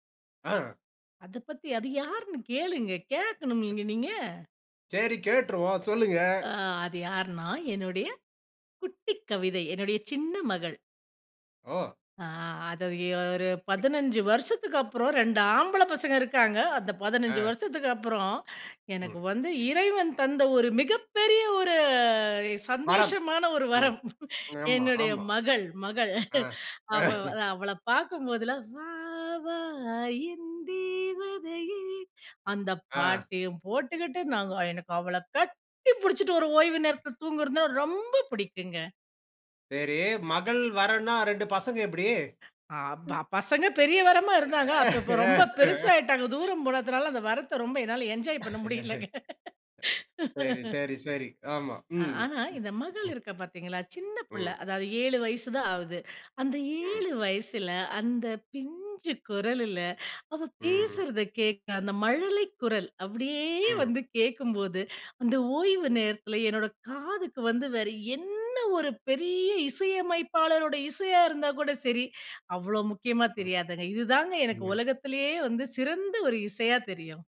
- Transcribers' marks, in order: tapping; joyful: "என்னுடைய குட்டி கவிதை. என்னுடைய சின்ன மகள்"; laughing while speaking: "ஆ. அத எ ஒரு பதினன்ஞ்சு … தூங்குறதுனா ரொம்ப புடிக்குங்க"; other noise; chuckle; singing: "வா வா என்தேவதையே"; laugh; laughing while speaking: "அப்ப இப்ப ரொம்ப பெருசாயிட்டாங்க, தூரம் … என்ஜாய் பண்ண முடியலங்க"; laugh; laugh; joyful: "சின்ன புள்ள அதாவது ஏழு வயசு … ஒரு இசையா தெரியும்"; laughing while speaking: "அந்த பிஞ்சு குரலுல அவ பேசுறத கேட்க அந்த மழலை குரல்"
- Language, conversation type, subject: Tamil, podcast, ஒரு கடுமையான நாள் முடிந்த பிறகு நீங்கள் எப்படி ஓய்வெடுக்கிறீர்கள்?